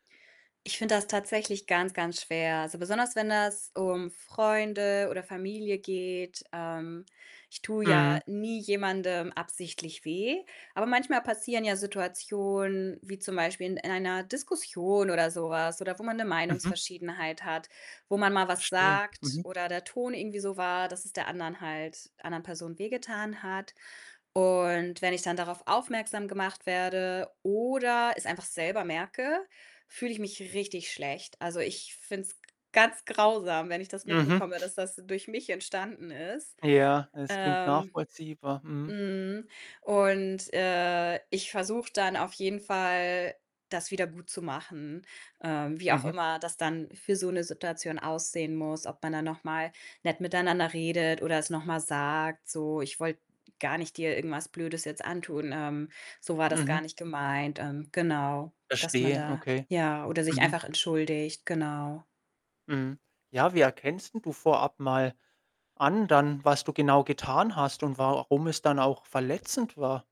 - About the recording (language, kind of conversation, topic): German, podcast, Wie findest du inneren Frieden, wenn du jemandem wehgetan hast?
- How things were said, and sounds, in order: none